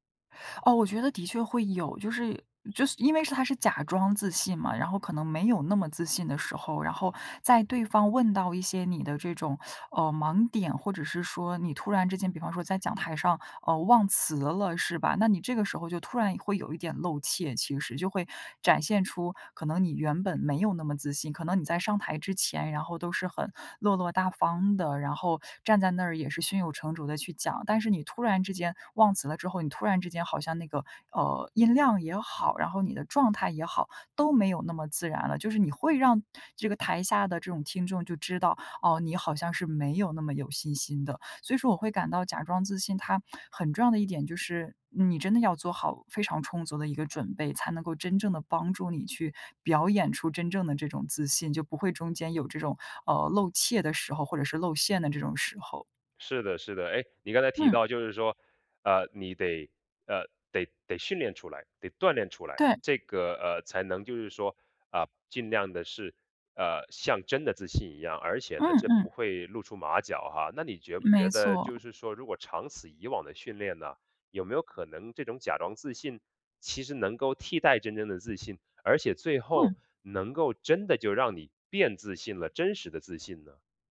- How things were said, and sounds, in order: other background noise; stressed: "真的"; stressed: "变"
- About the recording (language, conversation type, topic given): Chinese, podcast, 你有没有用过“假装自信”的方法？效果如何？